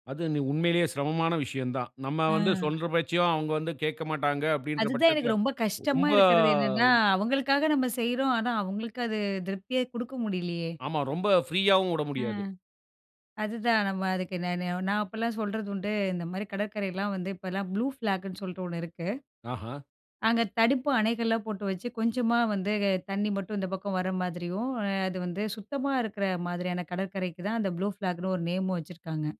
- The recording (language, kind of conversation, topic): Tamil, podcast, வளர்ப்பு காலத்தில் நீங்கள் சந்தித்த சிரமமான நேரத்தை எப்படி கடந்து வந்தீர்கள்?
- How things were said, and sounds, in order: drawn out: "ரொம்ப"; in English: "ப்ளூ ஃப்ளாக்னு"; in English: "ப்ளூ ஃப்ளாக்னு"